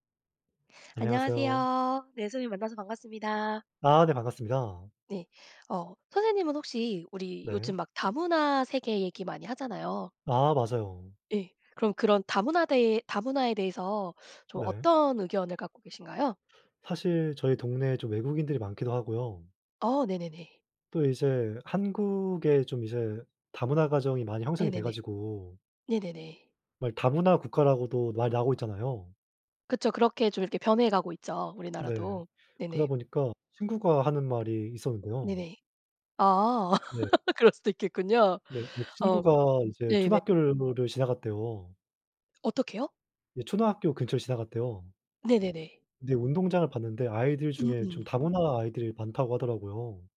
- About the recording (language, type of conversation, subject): Korean, unstructured, 다양한 문화가 공존하는 사회에서 가장 큰 도전은 무엇일까요?
- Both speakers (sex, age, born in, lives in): female, 40-44, South Korea, United States; male, 20-24, South Korea, South Korea
- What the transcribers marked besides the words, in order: tapping; laugh; laughing while speaking: "그럴 수도"